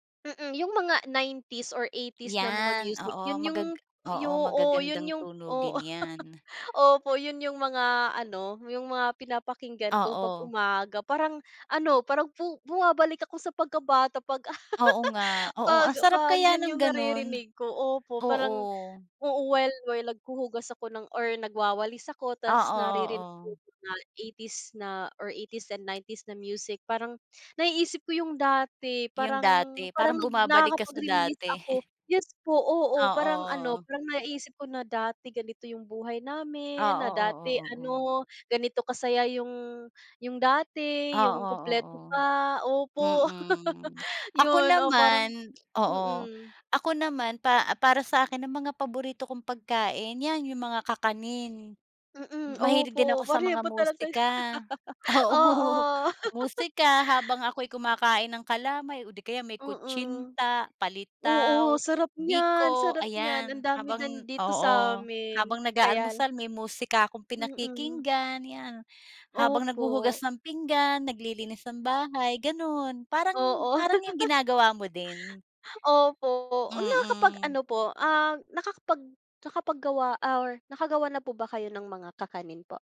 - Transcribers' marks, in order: laugh; joyful: "bumabalik ako sa pagkabata 'pag ah, 'pag 'pag yun yung naririnig ko"; laugh; other background noise; horn; in English: "nakakapag-reminisce"; laugh; other noise; joyful: "Pareho po talaga tayo"; laughing while speaking: "Oo"; laugh; tsk
- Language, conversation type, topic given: Filipino, unstructured, Paano mo sinisimulan ang araw mo para maging masaya?